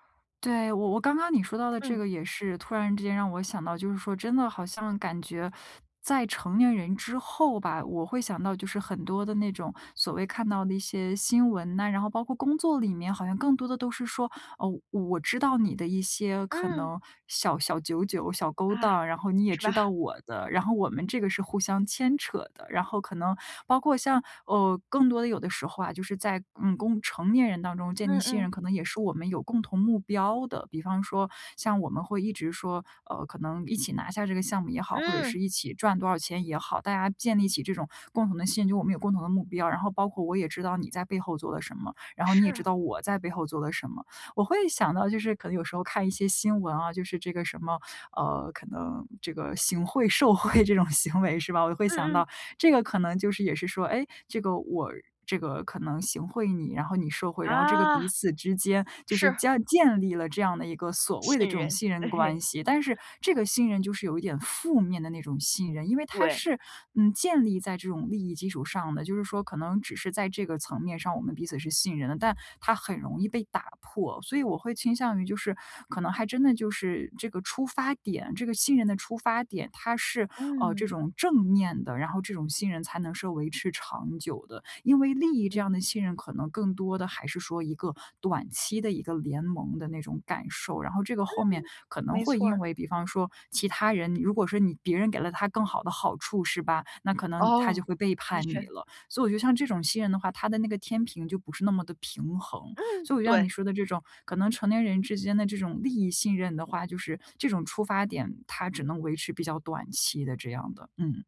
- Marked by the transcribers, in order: teeth sucking; laughing while speaking: "是吧？"; joyful: "就是可能有时候看一些新闻啊"; laughing while speaking: "行贿受贿这种 行为是吧"; other background noise; laughing while speaking: "对"
- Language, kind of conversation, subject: Chinese, podcast, 什么行为最能快速建立信任？